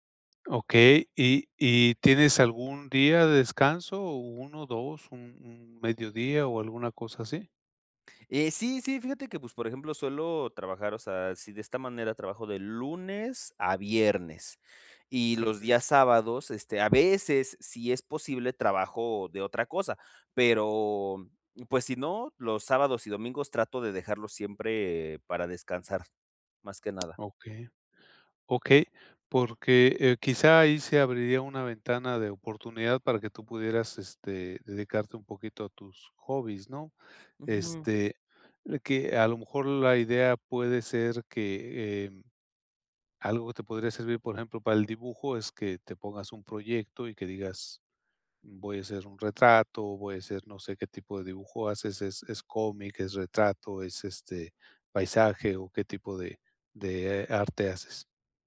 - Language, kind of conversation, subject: Spanish, advice, ¿Cómo puedo hacer tiempo para mis hobbies personales?
- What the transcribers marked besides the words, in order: tapping